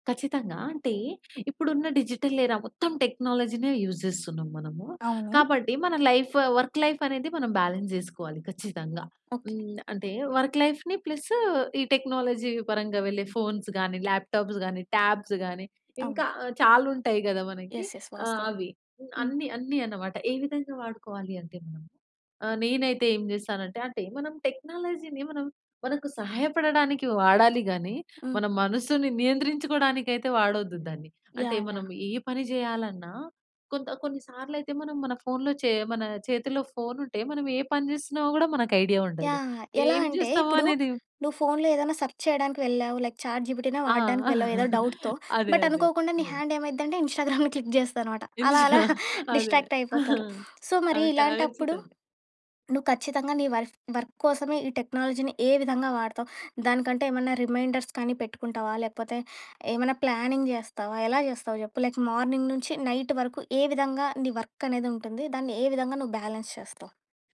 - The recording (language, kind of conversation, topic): Telugu, podcast, వర్క్-లైఫ్ బ్యాలెన్స్ కోసం టెక్నోలజీని ఎలా పరిమితం చేస్తారు?
- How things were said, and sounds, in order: in English: "డిజిటల్ ఎరా"; in English: "టెక్నాలజీ‌నే యూజ్"; in English: "లైఫ్, వర్క్ లైఫ్"; in English: "బాలన్స్"; in English: "వర్క్ లైఫ్‌ని"; in English: "టెక్నాలజీ"; in English: "ఫోన్స్"; in English: "ల్యాప్టాప్స్"; tapping; in English: "టాబ్స్"; in English: "యెస్. యెస్"; in English: "టెక్నాలజీ‌ని"; in English: "ఐడియా"; in English: "సెర్చ్"; in English: "లైక్"; chuckle; other background noise; in English: "డౌట్‌తో బట్"; in English: "హాండ్"; in English: "ఇన్‌స్టాగ్రామ్‌ని క్లిక్"; unintelligible speech; chuckle; in English: "డిస్ట్రాక్ట్"; in English: "సో"; in English: "వర్ఫ్ వర్క్"; in English: "టెక్నాలజీని"; in English: "రిమైండర్స్"; in English: "ప్లానింగ్"; in English: "లైక్ మార్నింగ్"; in English: "నైట్"; other noise; in English: "వర్క్"; in English: "బ్యాలెన్స్"